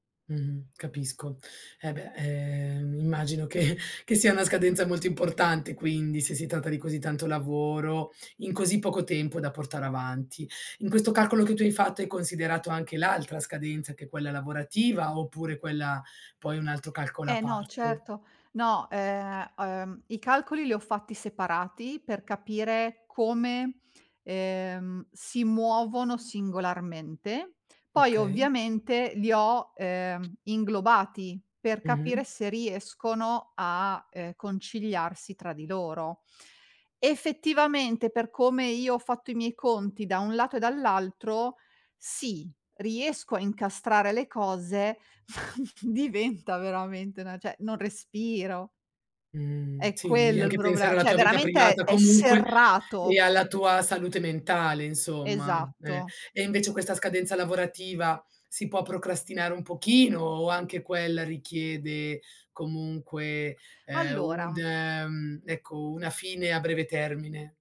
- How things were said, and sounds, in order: laughing while speaking: "che"; tapping; chuckle; "cioè" said as "ceh"; "problema" said as "problea"
- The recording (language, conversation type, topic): Italian, advice, Come posso gestire scadenze sovrapposte quando ho poco tempo per pianificare?